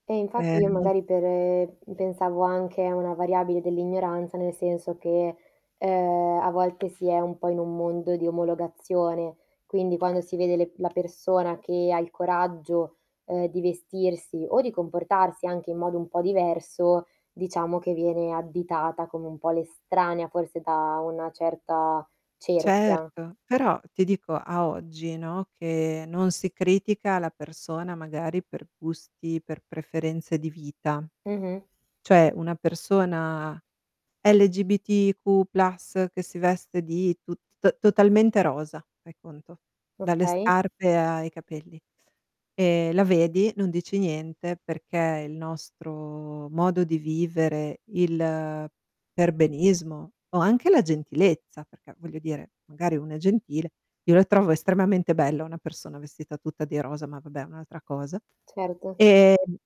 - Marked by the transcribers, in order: distorted speech; tapping; other background noise; drawn out: "nostro"
- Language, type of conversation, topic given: Italian, podcast, Hai mai usato la moda per ribellarti o per comunicare qualcosa?